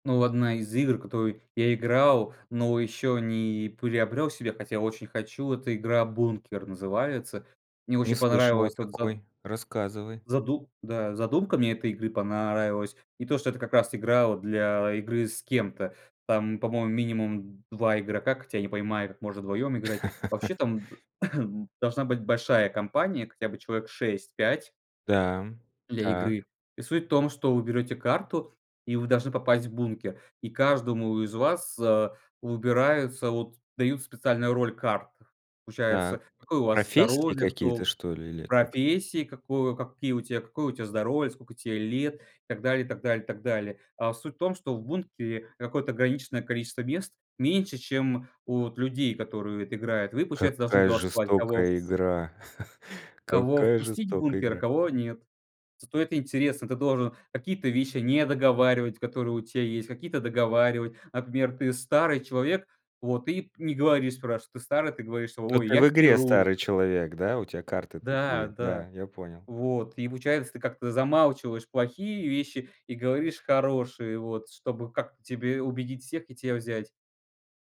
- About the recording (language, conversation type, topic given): Russian, podcast, Как хобби сейчас влияет на ваше настроение и уровень стресса?
- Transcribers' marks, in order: laugh; throat clearing; tapping; chuckle